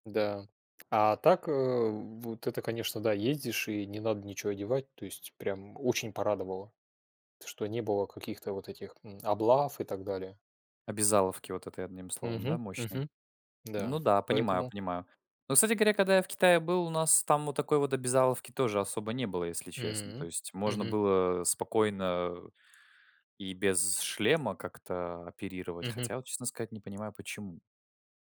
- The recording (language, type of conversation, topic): Russian, unstructured, Куда бы вы поехали в следующий отпуск и почему?
- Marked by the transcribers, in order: tapping